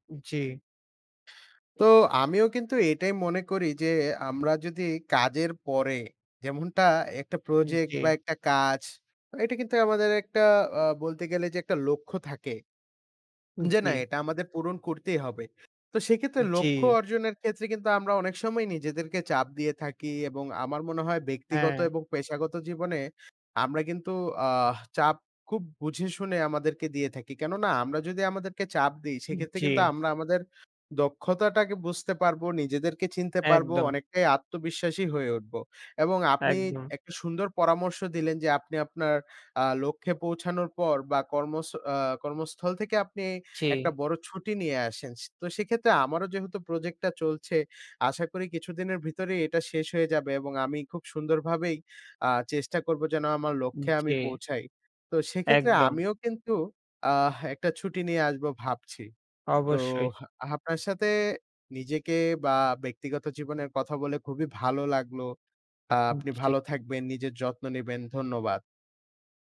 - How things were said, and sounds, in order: "আপনার" said as "আহাফনার"; other background noise
- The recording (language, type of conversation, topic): Bengali, unstructured, নিজের ওপর চাপ দেওয়া কখন উপকার করে, আর কখন ক্ষতি করে?